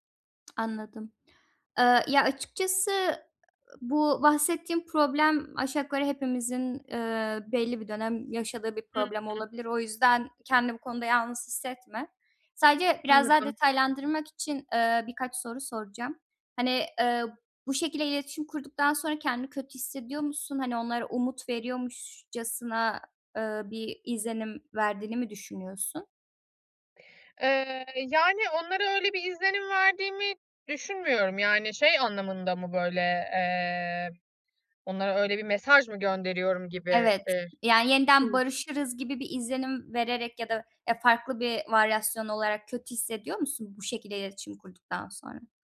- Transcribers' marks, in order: other background noise
- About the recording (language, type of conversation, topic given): Turkish, advice, Eski sevgilimle iletişimi kesmekte ve sınır koymakta neden zorlanıyorum?